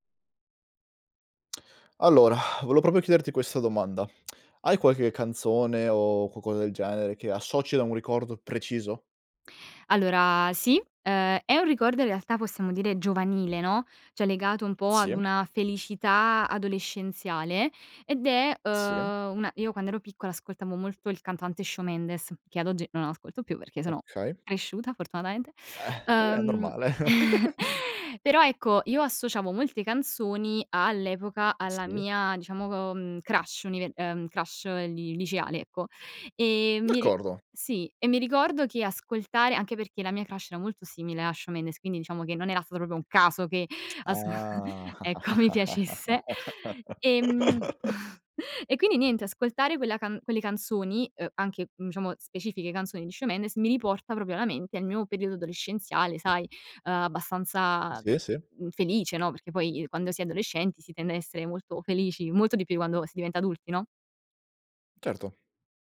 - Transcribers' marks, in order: tsk; sigh; tsk; "qualcosa" said as "culcosa"; tapping; "cioè" said as "ceh"; laugh; chuckle; in English: "crush"; in English: "crush"; in English: "crush"; "proprio" said as "propo"; laughing while speaking: "asc"; laughing while speaking: "piacesse"; other background noise; chuckle; chuckle
- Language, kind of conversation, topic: Italian, podcast, Hai una canzone che associ a un ricordo preciso?
- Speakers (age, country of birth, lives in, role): 20-24, Italy, Italy, guest; 25-29, Italy, Italy, host